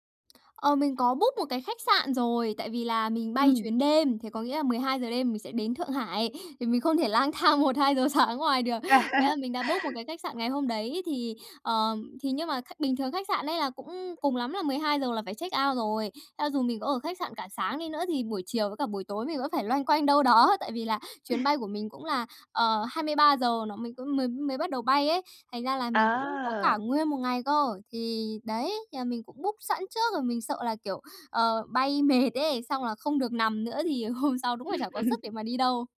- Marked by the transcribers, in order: other background noise; in English: "book"; laughing while speaking: "lang thang một, hai giờ sáng ở ngoài được"; laugh; in English: "book"; tapping; in English: "check out"; chuckle; in English: "book"; laughing while speaking: "hôm sau"; laugh
- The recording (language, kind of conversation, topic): Vietnamese, advice, Làm sao để giảm bớt căng thẳng khi đi du lịch xa?